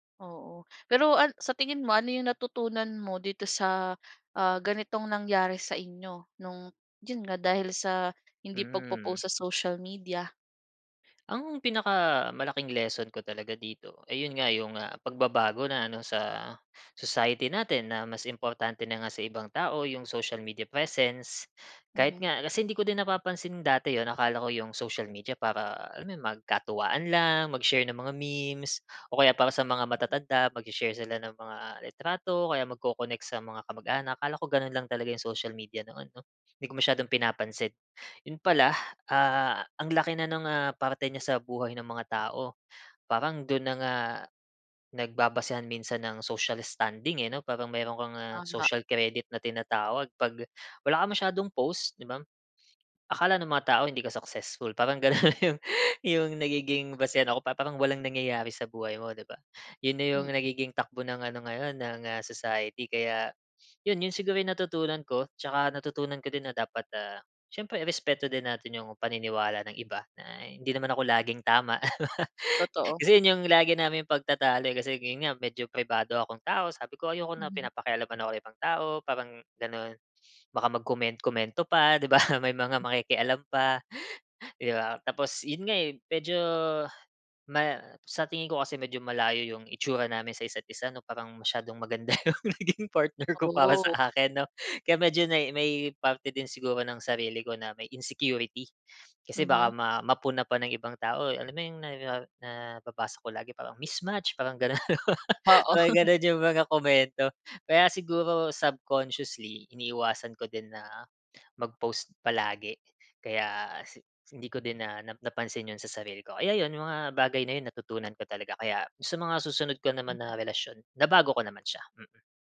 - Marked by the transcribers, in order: laughing while speaking: "ganun yung"; laugh; laughing while speaking: "ba"; laughing while speaking: "'yong naging partner ko para sa akin 'no"; in English: "mismatch"; laughing while speaking: "gano'n"; laugh; in English: "subconsciously"
- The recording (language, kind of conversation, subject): Filipino, podcast, Anong epekto ng midyang panlipunan sa isang relasyon, sa tingin mo?